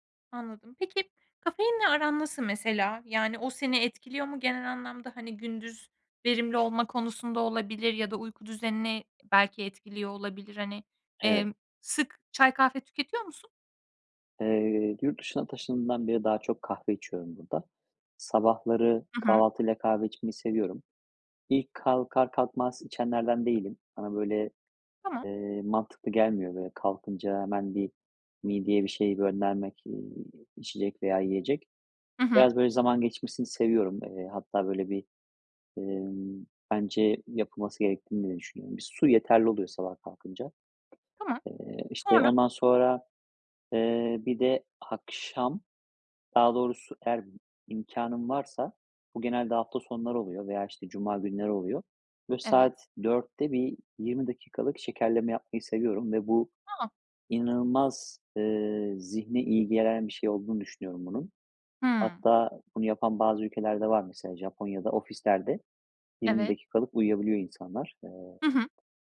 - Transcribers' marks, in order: tapping
- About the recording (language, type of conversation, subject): Turkish, podcast, Uyku düzeninin zihinsel sağlığa etkileri nelerdir?